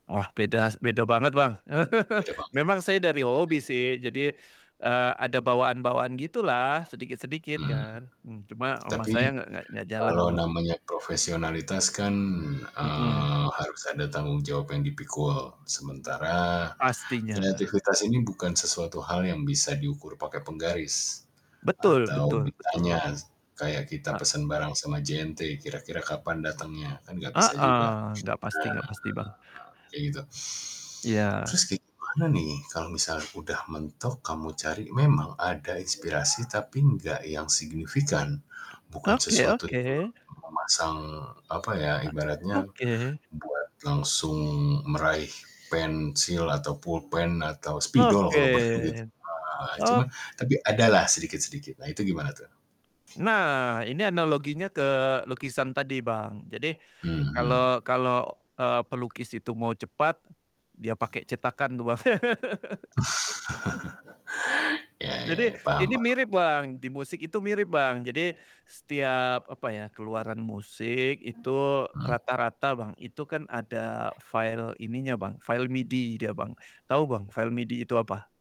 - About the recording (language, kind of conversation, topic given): Indonesian, podcast, Bagaimana kamu mengatasi kebuntuan kreatif?
- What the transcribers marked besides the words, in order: laugh; static; other background noise; drawn out: "nah"; distorted speech; tapping; laugh